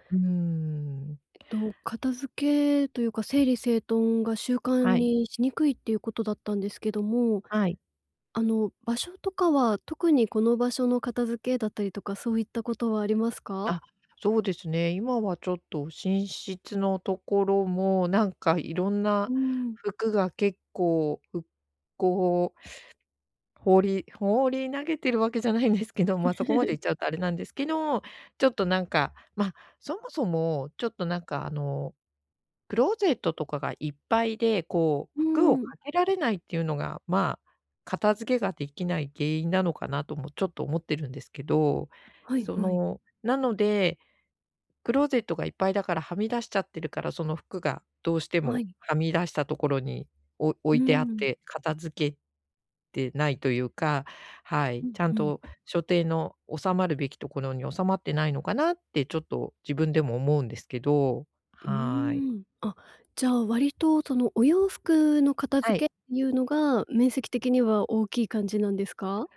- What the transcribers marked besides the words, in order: laughing while speaking: "わけじゃないんですけど"; laugh
- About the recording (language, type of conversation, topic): Japanese, advice, 家事や整理整頓を習慣にできない